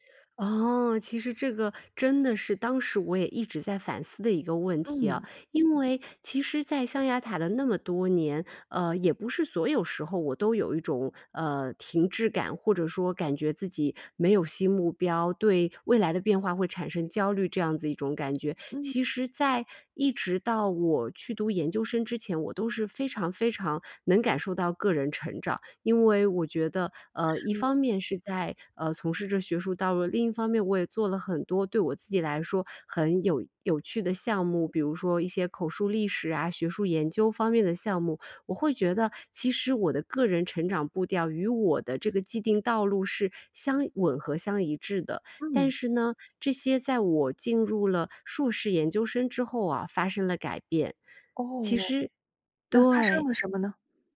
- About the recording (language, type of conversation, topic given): Chinese, podcast, 你如何看待舒适区与成长？
- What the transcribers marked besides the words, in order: none